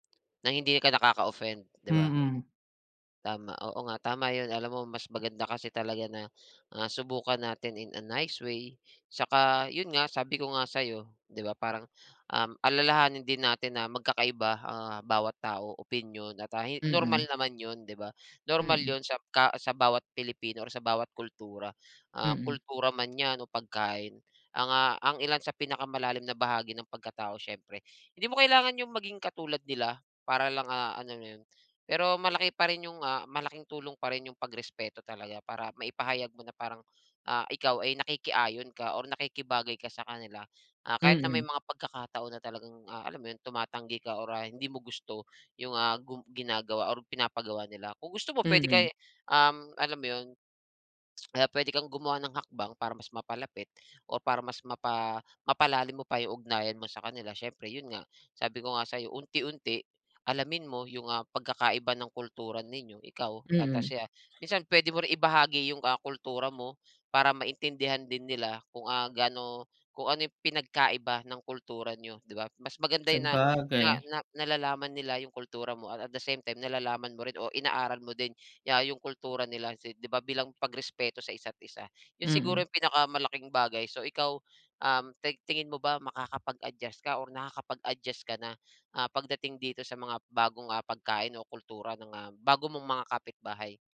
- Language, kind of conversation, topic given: Filipino, advice, Bakit nahihirapan kang tanggapin ang bagong pagkain o kultura ng iyong kapitbahay?
- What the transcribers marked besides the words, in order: none